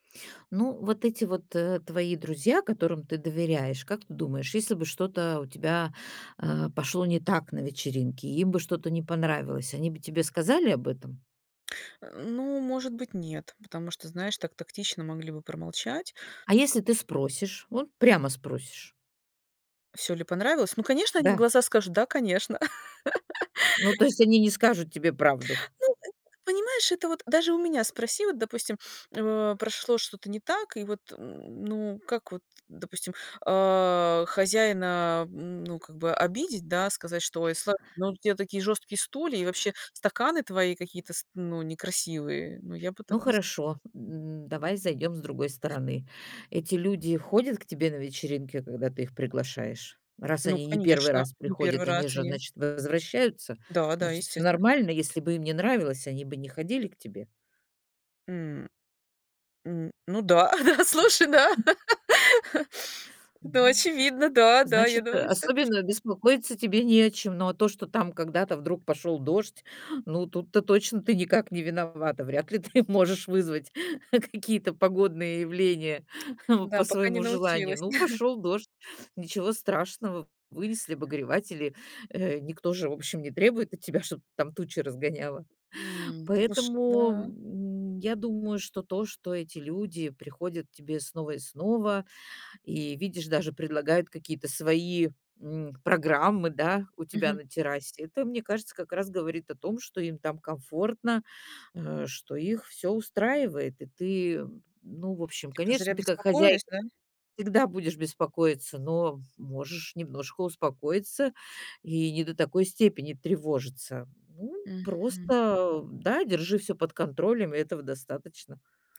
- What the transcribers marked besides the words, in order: other background noise; laugh; tapping; laughing while speaking: "а да, слушай, да"; chuckle; laughing while speaking: "Вряд ли ты можешь вызвать какие-то погодные явления"; chuckle
- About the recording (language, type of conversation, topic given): Russian, advice, Как мне начать получать удовольствие на вечеринках, если я испытываю тревогу?